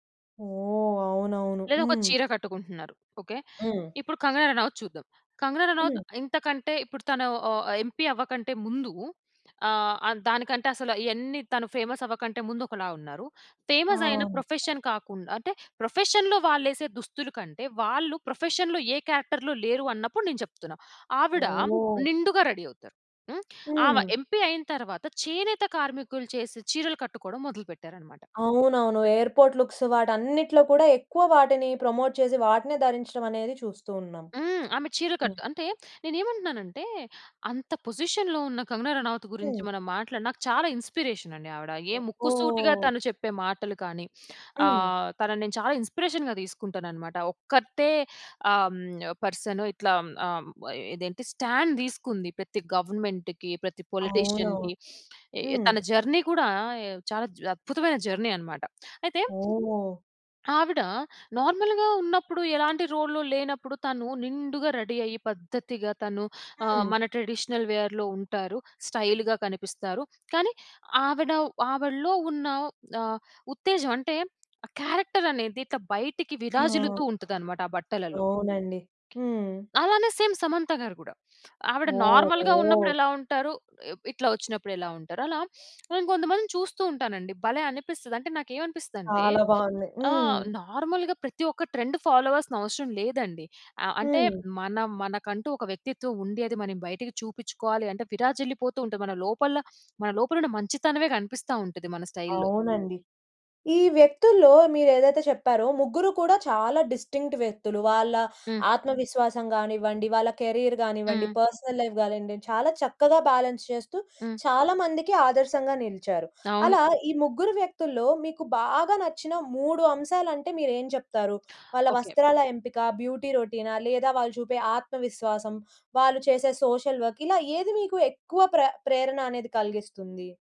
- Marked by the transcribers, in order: tapping; in English: "ఎంపీ"; in English: "ఫేమస్"; in English: "ఫేమస్"; in English: "ప్రొఫెషన్"; other background noise; in English: "ప్రొఫెషన్‌లో"; in English: "ప్రొఫెషన్‌లో"; in English: "క్యారెక్టర్‌లో"; in English: "ఎంపీ"; in English: "ఎయిర్పోర్ట్ లుక్స్"; in English: "ప్రమోట్"; in English: "పొజిషన్‌లో"; in English: "ఇన్స్పిరేషన్"; sniff; in English: "ఇన్స్పిరేషన్‌గా"; in English: "స్టాండ్"; in English: "గవర్నమెంట్‌కి"; in English: "పొలిటీషియన్‌కి"; sniff; in English: "జర్నీ"; in English: "జర్నీ"; in English: "నార్మల్‌గా"; in English: "రోల్‌లో"; in English: "రెడీ"; in English: "ట్రెడిషనల్ వేర్‌లో"; in English: "స్టైల్‌గా"; in English: "క్యారెక్టర్"; stressed: "విరాజిల్లుతూ"; other noise; in English: "సేమ్"; in English: "నార్మల్‌గా"; in English: "నార్మల్‌గా"; in English: "ట్రెండ్ ఫాలో"; in English: "స్టైల్‌లో"; in English: "డిస్టింక్ట్"; in English: "కెరియర్"; in English: "పర్సనల్ లైఫ్"; in English: "బ్యాలెన్స్"; in English: "బ్యూటీ రొటీనా?"; in English: "సోషల్ వర్క్"
- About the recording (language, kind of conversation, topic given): Telugu, podcast, మీ శైలికి ప్రేరణనిచ్చే వ్యక్తి ఎవరు?